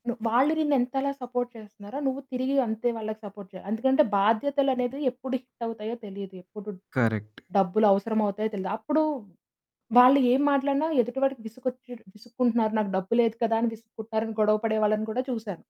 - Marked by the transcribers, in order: in English: "సపోర్ట్"; in English: "సపోర్ట్"; other background noise; in English: "హిట్"; in English: "కరెక్ట్"
- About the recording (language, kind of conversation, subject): Telugu, podcast, ప్రేమలో ప్రమాదం తీసుకోవడాన్ని మీరు ఎలా భావిస్తారు?